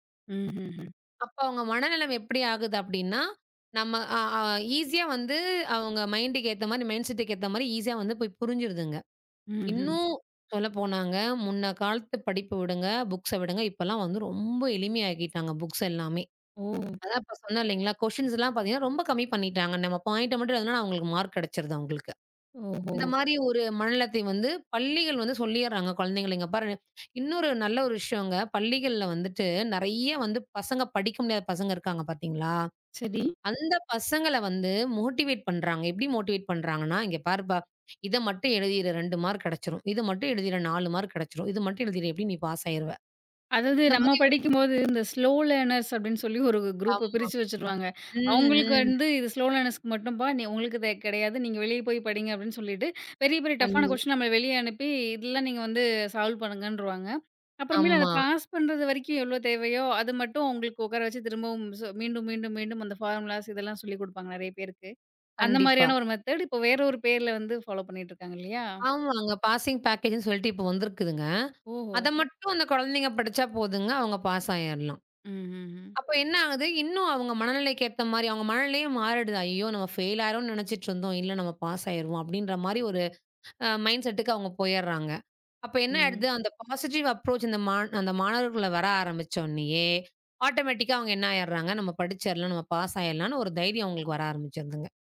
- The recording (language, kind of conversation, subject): Tamil, podcast, மாணவர்களின் மனநலத்தைக் கவனிப்பதில் பள்ளிகளின் பங்கு என்ன?
- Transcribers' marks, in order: other background noise; in English: "ஈஸியா"; in English: "மைண்ட்க்கு"; in English: "மைண்ட்செட்க்கு"; in English: "ஈஸியா"; in English: "புக்ஸ்ஸ"; drawn out: "ரொம்ப"; in English: "புக்ஸ்"; in English: "குவெஸ்டின்ஸ்"; in English: "பாயிண்ட்ட"; "அவங்களுக்கு" said as "அங்களுக்கு"; in English: "மார்க்"; in English: "மோட்டிவேட்"; in English: "மோட்டிவேட்"; in English: "மார்க்"; in English: "மார்க்"; in English: "பாஸ்"; in English: "ஸ்லோ லேர்னர்ஸ்"; laughing while speaking: "ஒரு"; in English: "குரூப்ப"; in English: "ஸ்லோ லேர்னர்ஸ்க்கு"; in English: "டஃப்னா குவெஸ்டியன்"; unintelligible speech; in English: "சால்வ்"; in English: "பாஸ்"; in English: "ஃபார்முலாஸ்"; in English: "மெத்தட்"; in English: "ஃபாலோ"; in English: "பாசிங் பேக்கேஜ்னு"; in English: "பாஸ்"; "ஆயிரலாம்" said as "ஆயுறலாம்"; in English: "ஃபெயில்"; in English: "பாஸ்"; in English: "மைண்ட்செட்க்கு"; in English: "பாசிட்டிவ் அப்ரோச்"; "ஆரம்பிச்ச உடனயே" said as "ஆரம்பிச்சோன்னயே"; in English: "ஆட்டோமேட்டிக்கா"; in English: "பாஸ்"